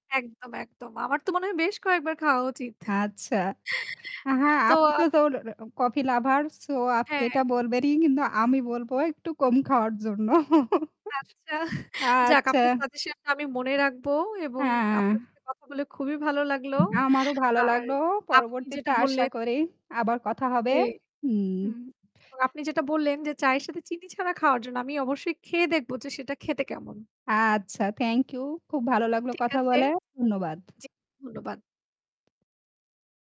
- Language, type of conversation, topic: Bengali, unstructured, আপনি চা নাকি কফি বেশি পছন্দ করেন, এবং কেন?
- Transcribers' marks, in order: static; chuckle; other noise; "বলবেনই" said as "বলবেরই"; chuckle; tapping; other background noise